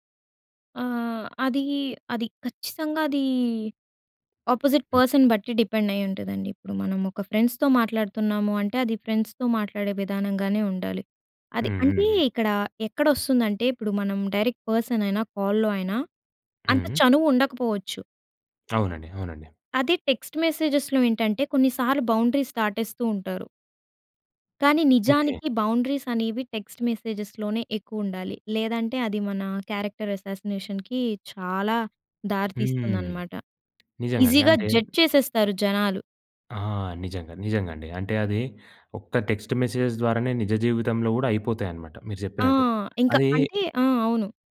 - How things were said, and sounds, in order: in English: "ఆపోజిట్ పర్సన్"; in English: "డిపెండ్"; other background noise; in English: "ఫ్రెండ్స్‌తో"; in English: "ఫ్రెండ్స్‌తో"; in English: "డైరెక్ట్ పర్సన్"; in English: "కాల్‌లో"; in English: "టెక్స్ట్ మెసేజెస్‌లో"; in English: "బౌండరీస్"; in English: "బౌండరీస్"; in English: "టెక్స్ట్ మెసేజ్‌లోనే"; in English: "క్యారెక్టర్ అసాసినేషన్‌కి"; in English: "ఈజీగా జడ్జ్"; in English: "టెక్స్ట్ మెసేజెస్"
- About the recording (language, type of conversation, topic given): Telugu, podcast, ఆన్‌లైన్ సందేశాల్లో గౌరవంగా, స్పష్టంగా మరియు ధైర్యంగా ఎలా మాట్లాడాలి?